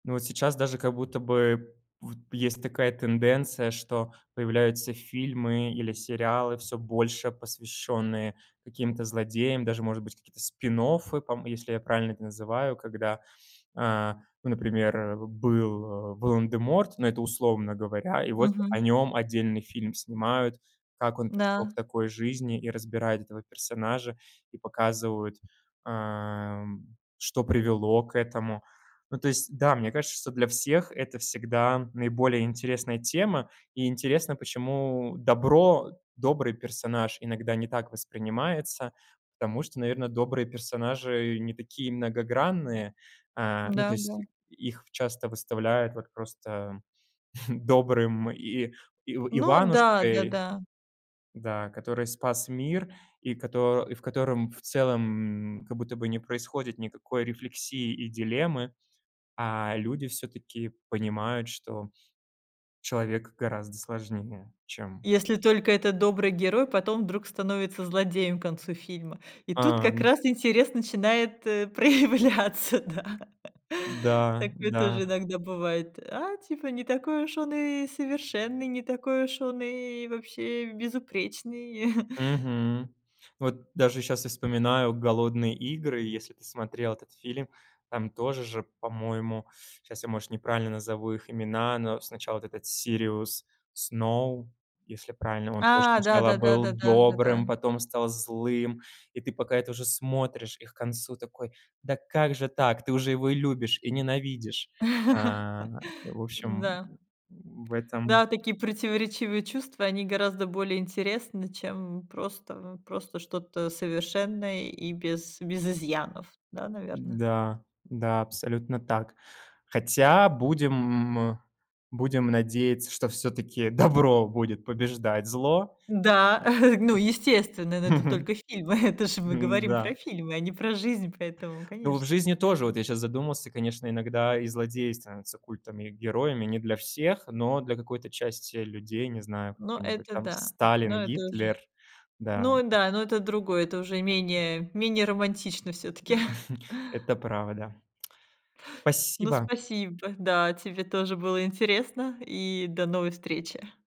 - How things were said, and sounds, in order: other background noise; tapping; chuckle; laughing while speaking: "проявляться, да"; chuckle; chuckle; laugh; chuckle; chuckle; other noise; chuckle; chuckle; tsk
- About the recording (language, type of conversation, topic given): Russian, podcast, Почему злодеи так часто становятся культовыми персонажами?